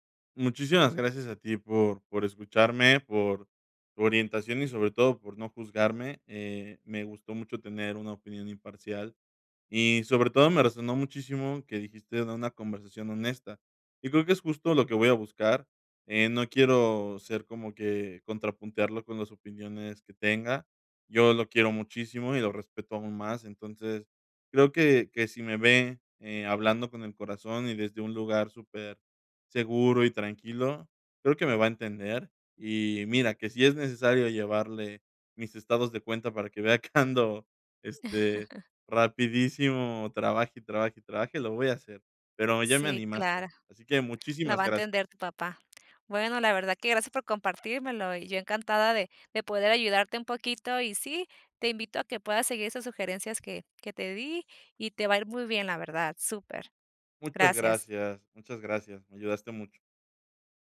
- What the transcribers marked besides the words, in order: laughing while speaking: "que ando"; laugh
- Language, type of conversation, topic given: Spanish, advice, ¿Cómo puedo conciliar las expectativas de mi familia con mi expresión personal?